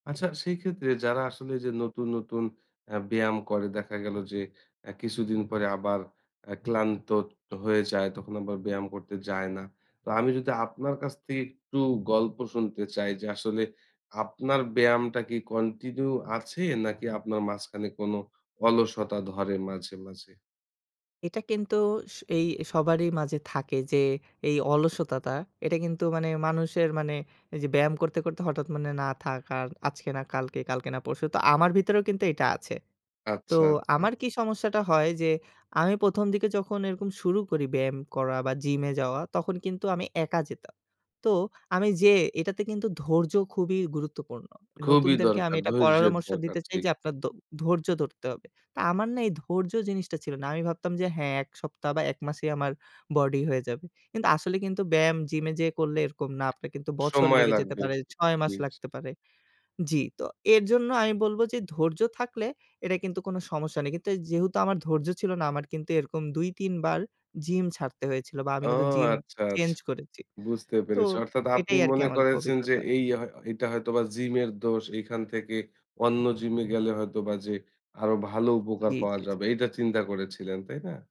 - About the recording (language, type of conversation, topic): Bengali, podcast, আপনি ব্যায়াম শুরু করার সময় কোন কোন বিষয় মাথায় রাখেন?
- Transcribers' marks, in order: "অলসতাটা" said as "অলসতাতা"; tapping; other background noise